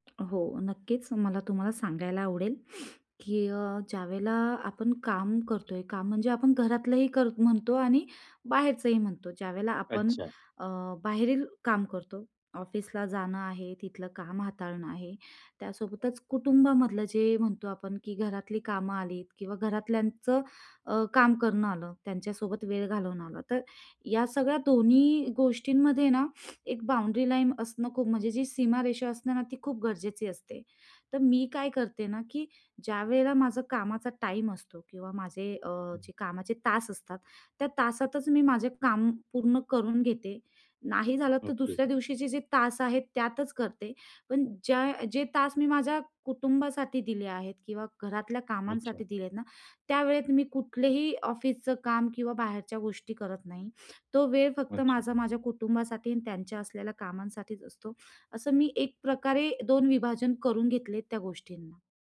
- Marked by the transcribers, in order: other background noise; sniff; sniff; in English: "बाउंड्री लाईन"; sniff
- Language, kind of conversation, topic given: Marathi, podcast, कुटुंबासोबत काम करताना कामासाठीच्या सीमारेषा कशा ठरवता?